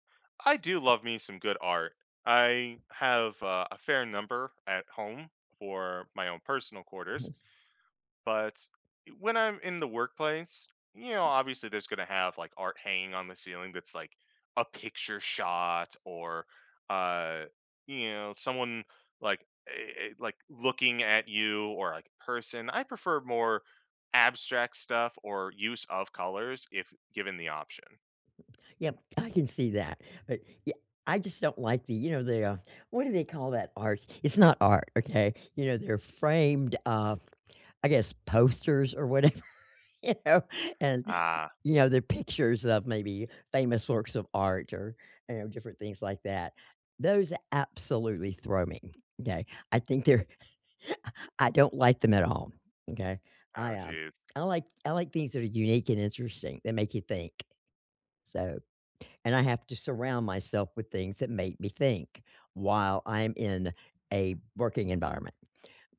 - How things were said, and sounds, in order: tapping; other background noise; laughing while speaking: "whatever, you know"; laugh; laughing while speaking: "I"
- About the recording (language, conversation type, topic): English, unstructured, What does your ideal work environment look like?
- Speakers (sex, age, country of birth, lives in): female, 65-69, United States, United States; male, 35-39, United States, United States